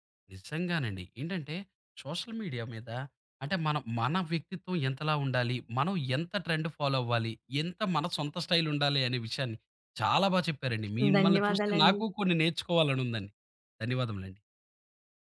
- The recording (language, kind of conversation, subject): Telugu, podcast, సోషల్ మీడియా మీ స్టైల్ని ఎంత ప్రభావితం చేస్తుంది?
- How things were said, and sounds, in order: in English: "సోషల్ మీడియా"; in English: "ట్రెండ్ ఫాలో"; other background noise